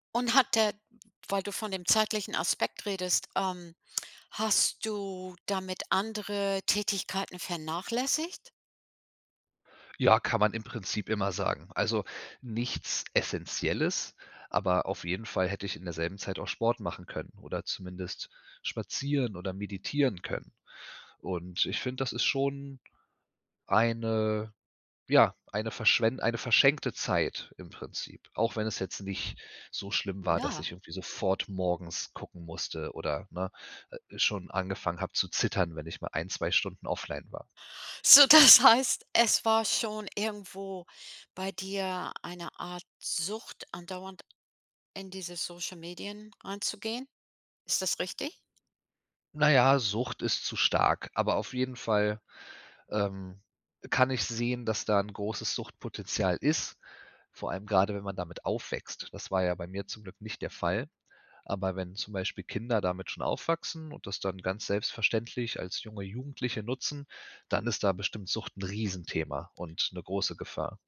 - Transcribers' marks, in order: laughing while speaking: "So, das"; "Social-Medien" said as "Social Media"
- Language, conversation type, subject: German, podcast, Was nervt dich am meisten an sozialen Medien?